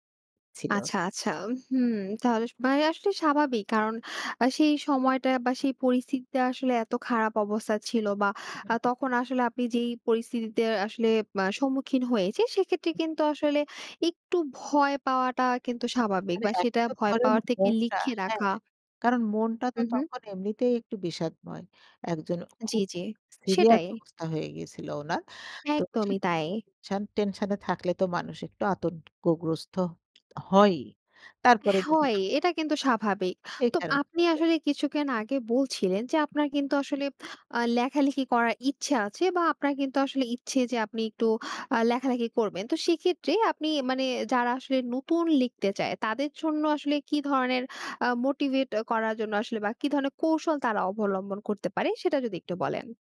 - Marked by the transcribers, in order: other background noise; unintelligible speech; tapping; "কিছুক্ষণ" said as "কিছুকেন"; lip smack
- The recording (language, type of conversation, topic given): Bengali, podcast, তুমি নিজের মনের কথা কীভাবে লিখে বা বলে প্রকাশ করো?